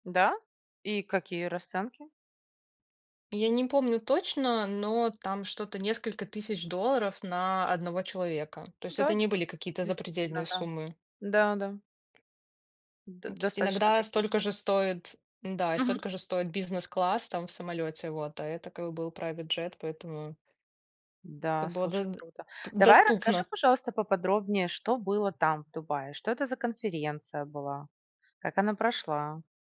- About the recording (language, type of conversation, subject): Russian, podcast, Какая поездка в вашей жизни запомнилась вам больше всего?
- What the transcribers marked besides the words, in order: tapping; in English: "private jet"; other background noise